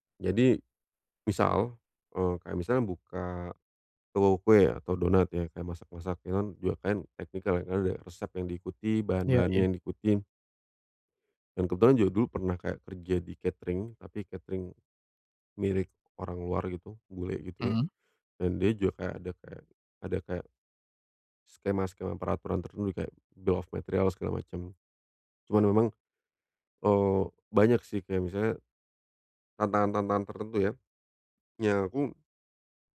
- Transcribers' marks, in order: in English: "technical ya"; tapping; in English: "dough materials"
- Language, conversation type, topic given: Indonesian, advice, Bagaimana cara menemukan mentor yang tepat untuk membantu perkembangan karier saya?